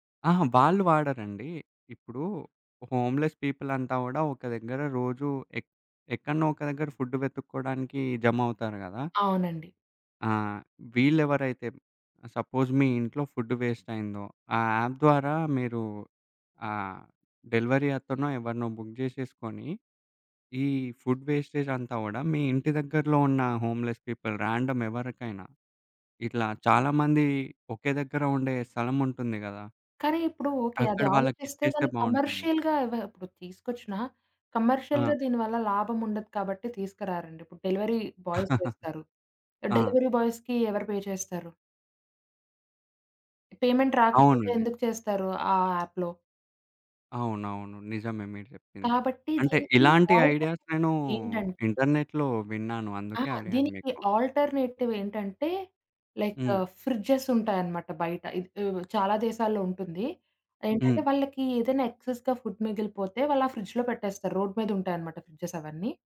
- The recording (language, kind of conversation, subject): Telugu, podcast, ఆహార వృథాను తగ్గించడానికి ఇంట్లో సులభంగా పాటించగల మార్గాలు ఏమేమి?
- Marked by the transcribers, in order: in English: "హోమ్ లెస్ పీపుల్"; in English: "ఫుడ్"; in English: "సపోజ్"; in English: "ఫుడ్"; in English: "యాప్"; in English: "డెలివరీ"; in English: "బుక్"; in English: "ఫుడ్"; in English: "హోమ్ లెస్ పీపుల్ ర్యాండమ్"; in English: "కమర్షియల్‌గా"; other background noise; in English: "కమర్షియల్‌గా"; in English: "డెలివరీ బాయ్స్"; chuckle; in English: "డెలివరీ బాయ్స్‌కి"; in English: "పే"; in English: "పేమెంట్"; in English: "యాప్‌లో"; in English: "ఆల్టర్నేటివ్"; in English: "ఐడియాస్"; in English: "ఇంటర్నెట్‌లో"; in English: "ఆల్టర్నేటివ్"; in English: "లైక్ ఫ్రిడ్జెస్"; in English: "ఎక్సెస్‌గా ఫుడ్"; in English: "ఫ్రిడ్జెస్"